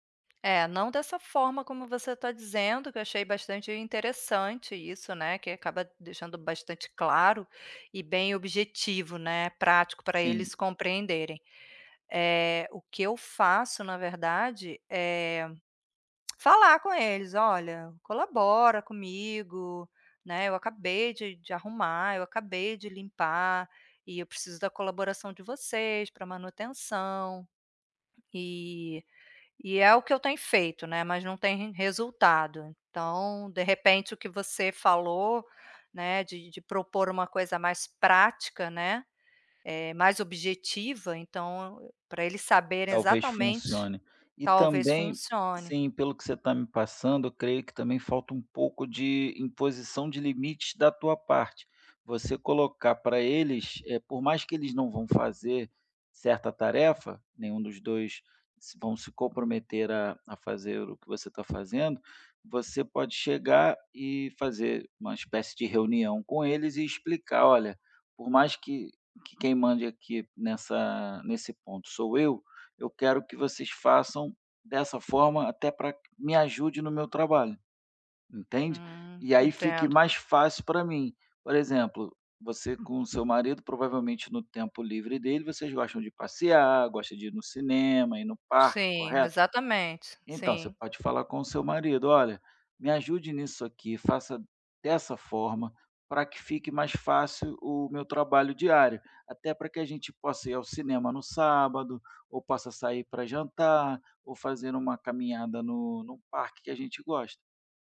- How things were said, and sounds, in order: tongue click; other background noise; tapping
- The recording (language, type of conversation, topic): Portuguese, advice, Equilíbrio entre descanso e responsabilidades